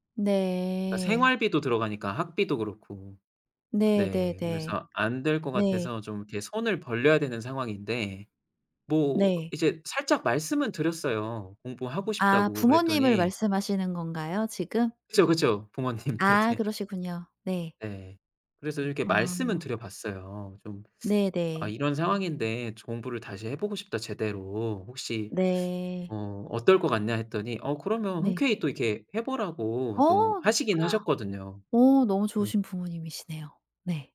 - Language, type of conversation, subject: Korean, advice, 재교육이나 진학을 통해 경력을 전환하는 것을 고민하고 계신가요?
- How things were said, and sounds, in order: other background noise; laughing while speaking: "부모님 네네"; gasp